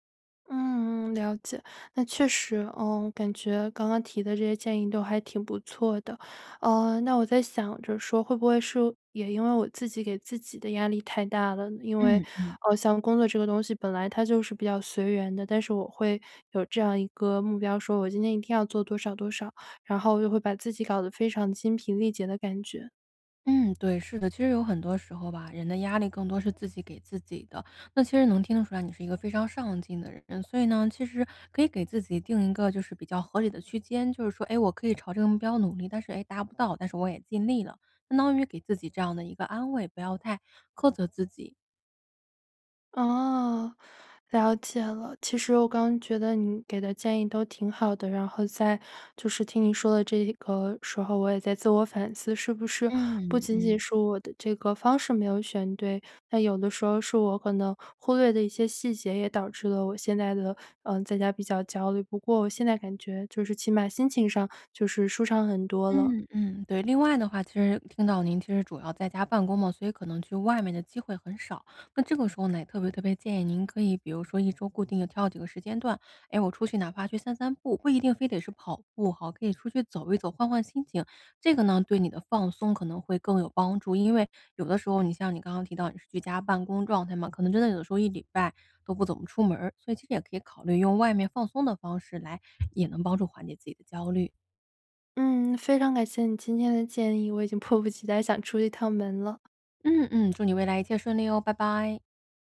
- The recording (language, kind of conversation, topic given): Chinese, advice, 在家如何放松又不感到焦虑？
- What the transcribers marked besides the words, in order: tapping; laughing while speaking: "想出一趟门了"